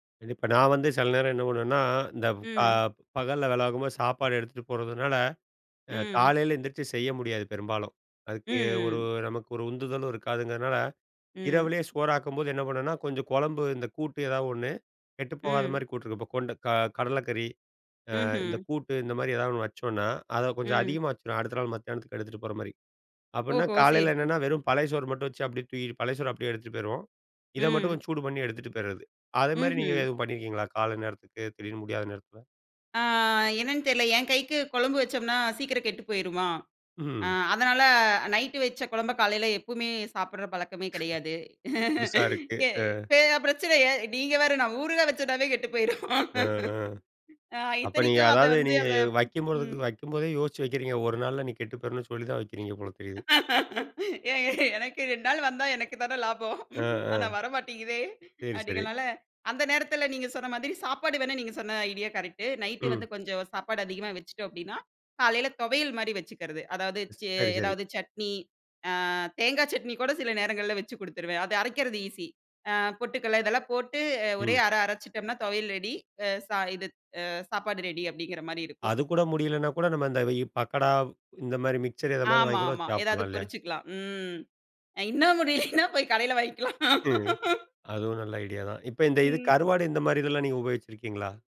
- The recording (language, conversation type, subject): Tamil, podcast, தூண்டுதல் குறைவாக இருக்கும் நாட்களில் உங்களுக்கு உதவும் உங்கள் வழிமுறை என்ன?
- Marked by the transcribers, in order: drawn out: "ஆ"; other noise; laugh; laugh; laugh; chuckle; laughing while speaking: "முடியில்லன்னா"; laugh